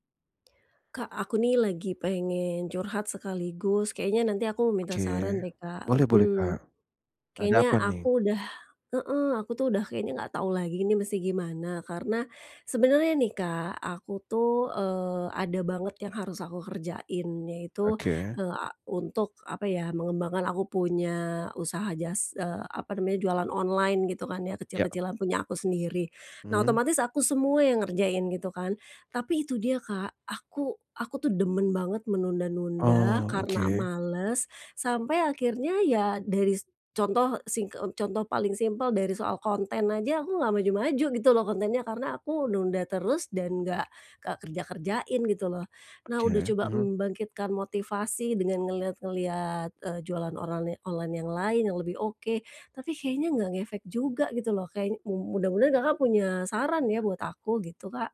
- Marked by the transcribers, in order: none
- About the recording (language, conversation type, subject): Indonesian, advice, Bagaimana cara berhenti menunda dan mulai menyelesaikan tugas?